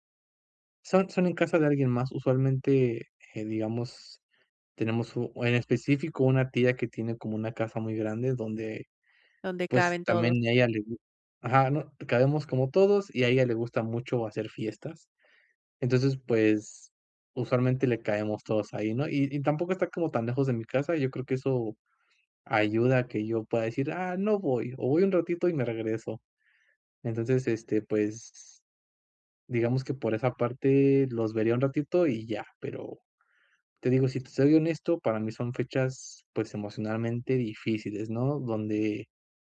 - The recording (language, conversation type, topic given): Spanish, advice, ¿Cómo puedo aprender a disfrutar las fiestas si me siento fuera de lugar?
- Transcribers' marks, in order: none